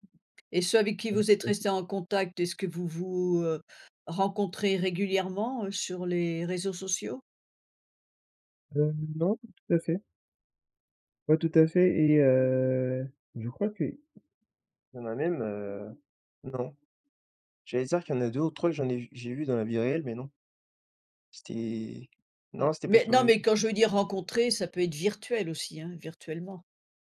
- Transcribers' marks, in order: none
- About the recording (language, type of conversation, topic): French, unstructured, Penses-tu que les réseaux sociaux divisent davantage qu’ils ne rapprochent les gens ?